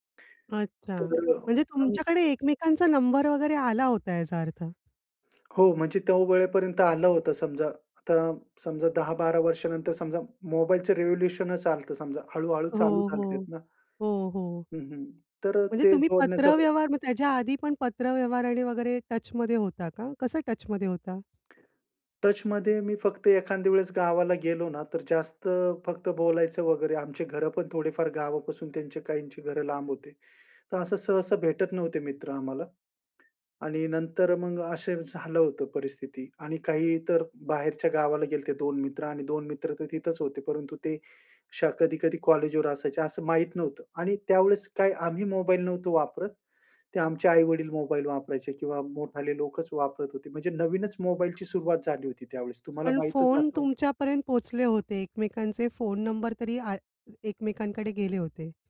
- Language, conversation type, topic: Marathi, podcast, जुनी मैत्री पुन्हा नव्याने कशी जिवंत कराल?
- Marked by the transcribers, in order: other background noise; in English: "रेवोल्युशनचं"; in English: "टचमध्ये"; in English: "टचमध्ये"; in English: "टचमध्ये"